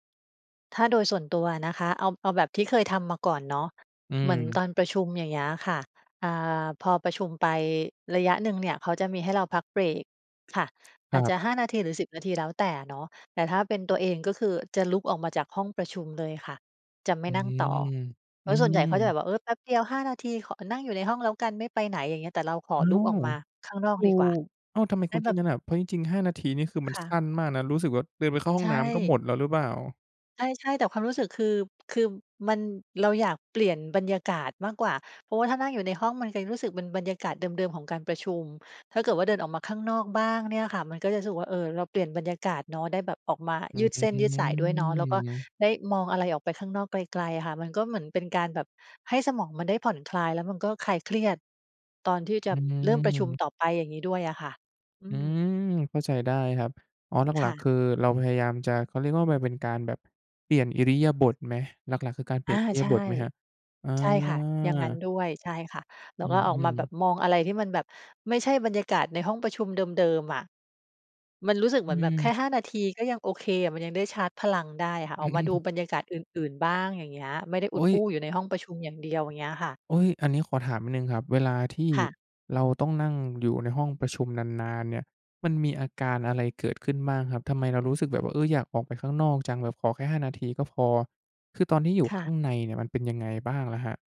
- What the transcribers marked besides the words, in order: drawn out: "อืม"; drawn out: "อา"; laughing while speaking: "อืม"; chuckle
- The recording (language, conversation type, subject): Thai, podcast, ถ้าคุณมีเวลาออกไปข้างนอกแค่ห้านาที คุณจะใช้เวลาให้คุ้มที่สุดอย่างไร?